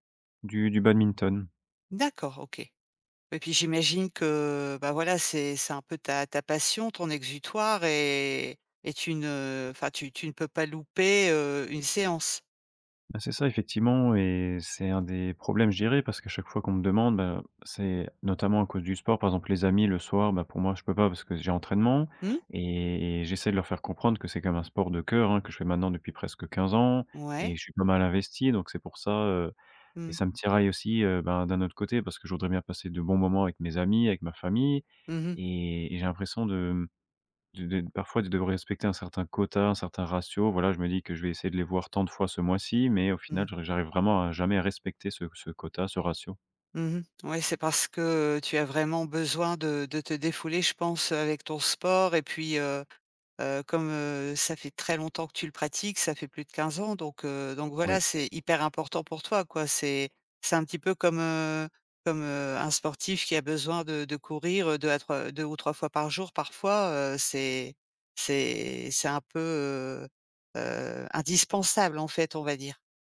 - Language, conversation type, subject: French, advice, Pourquoi est-ce que je me sens coupable vis-à-vis de ma famille à cause du temps que je consacre à d’autres choses ?
- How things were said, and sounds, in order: stressed: "indispensable"